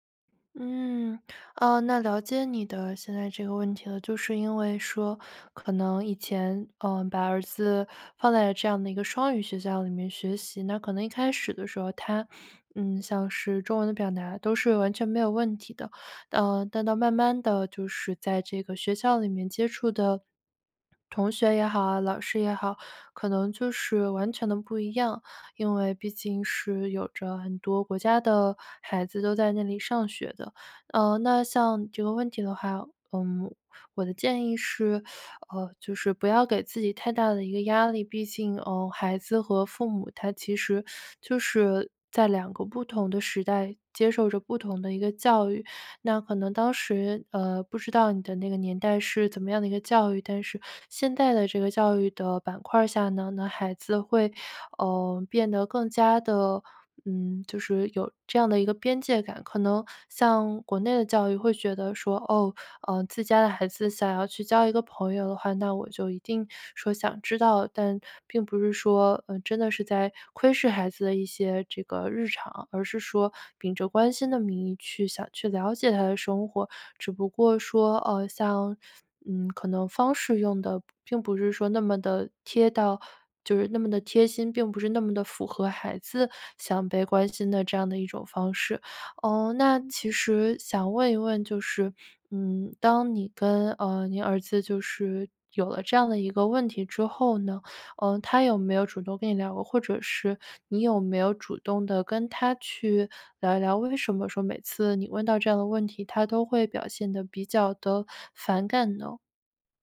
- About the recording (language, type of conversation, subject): Chinese, advice, 我因为与家人的价值观不同而担心被排斥，该怎么办？
- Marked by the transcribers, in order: teeth sucking; other background noise; teeth sucking